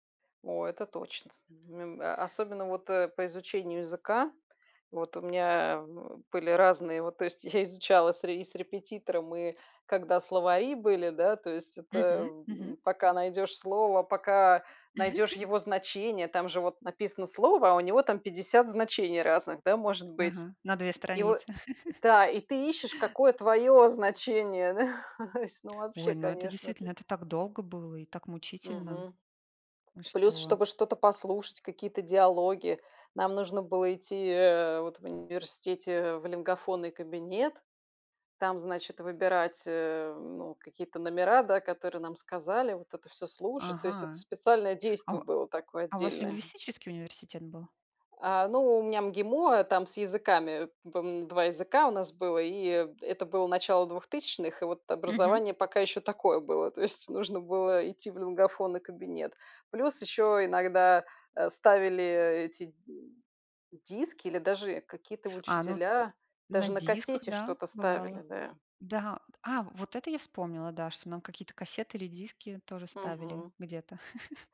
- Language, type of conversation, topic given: Russian, unstructured, Как интернет влияет на образование сегодня?
- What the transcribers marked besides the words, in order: unintelligible speech; grunt; laughing while speaking: "я изучала"; chuckle; tapping; chuckle; chuckle; other background noise; laughing while speaking: "то есть нужно"; chuckle